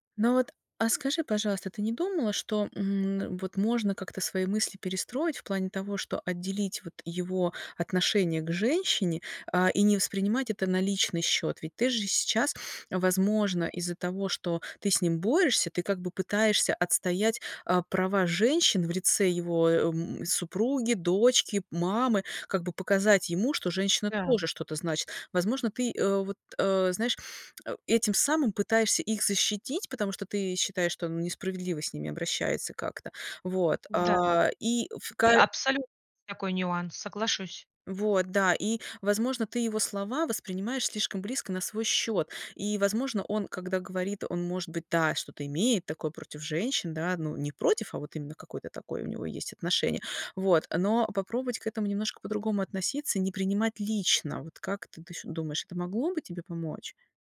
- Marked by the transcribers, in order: lip smack; other background noise; tapping
- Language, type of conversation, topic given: Russian, advice, Как спокойно и конструктивно дать обратную связь коллеге, не вызывая конфликта?